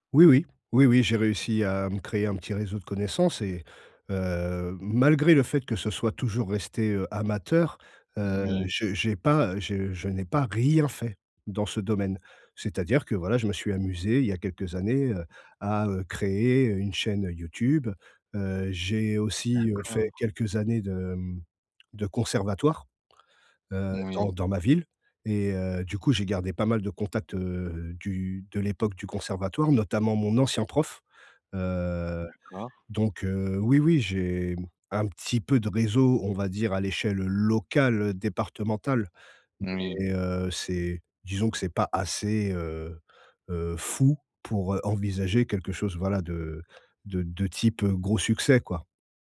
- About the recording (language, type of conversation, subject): French, advice, Comment surmonter ma peur de changer de carrière pour donner plus de sens à mon travail ?
- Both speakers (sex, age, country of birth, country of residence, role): male, 30-34, France, France, advisor; male, 40-44, France, France, user
- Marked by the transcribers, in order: stressed: "rien"; stressed: "locale"